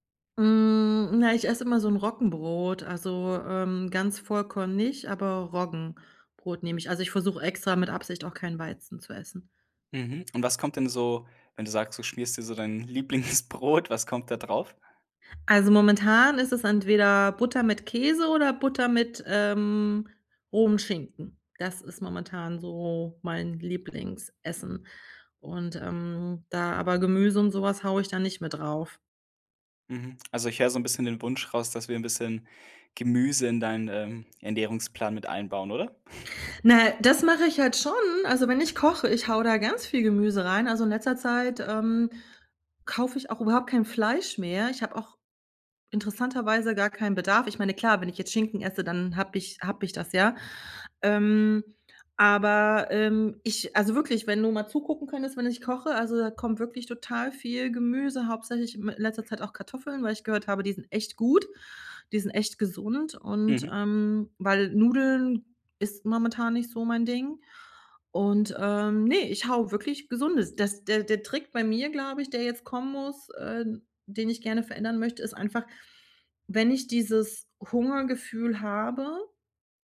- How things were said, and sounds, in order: drawn out: "Hm"; joyful: "Lieblingsbrot"; other background noise
- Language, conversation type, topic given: German, advice, Wie kann ich nach der Arbeit trotz Müdigkeit gesunde Mahlzeiten planen, ohne überfordert zu sein?